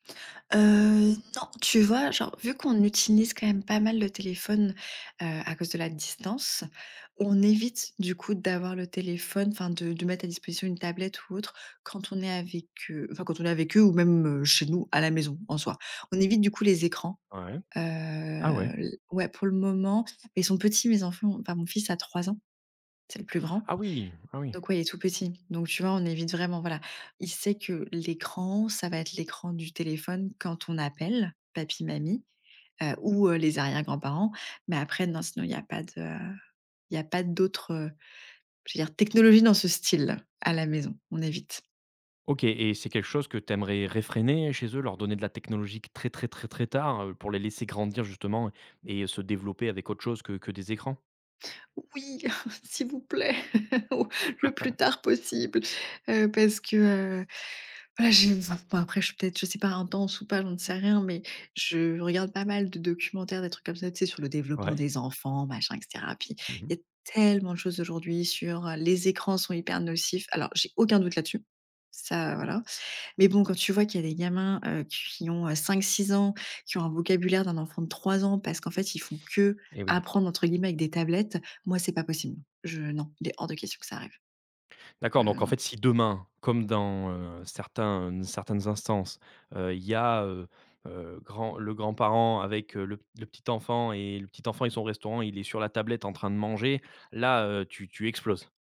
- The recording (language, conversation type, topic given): French, podcast, Comment la technologie transforme-t-elle les liens entre grands-parents et petits-enfants ?
- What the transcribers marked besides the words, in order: tapping; put-on voice: "Oui ! S'il vous plaît ! Oh, le plus tard possible !"; laughing while speaking: "S'il vous plaît !"; chuckle; unintelligible speech; stressed: "tellement"; other background noise